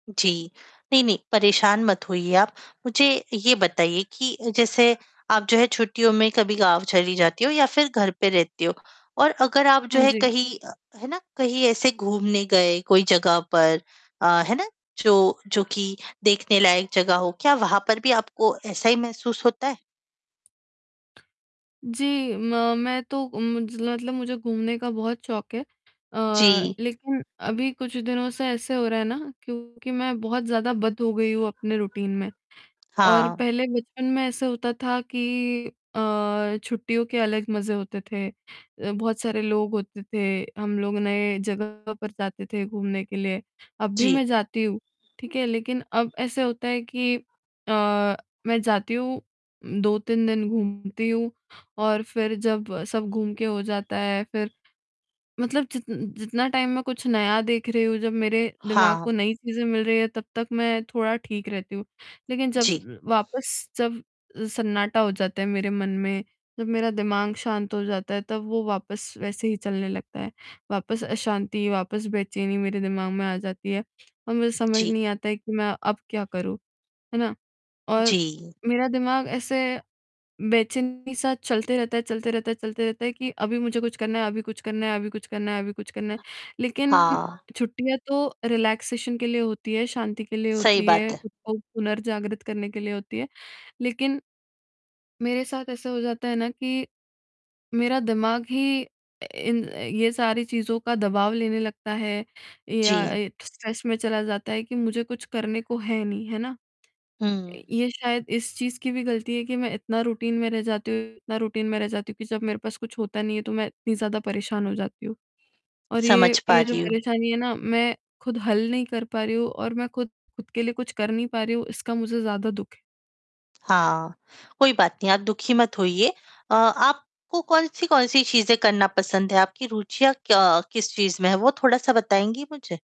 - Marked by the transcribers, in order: static; tapping; other background noise; distorted speech; in English: "रूटीन"; in English: "टाइम"; in English: "रिलैक्सेशन"; in English: "स्ट्रेस"; in English: "रूटीन"; in English: "रूटीन"
- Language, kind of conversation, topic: Hindi, advice, छुट्टी या यात्रा के ऑफ-शेड्यूल दिनों में मैं मानसिक रूप से तरोताजा कैसे रहूँ और अपनी देखभाल कैसे करूँ?
- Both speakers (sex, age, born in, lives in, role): female, 20-24, India, India, user; female, 25-29, India, India, advisor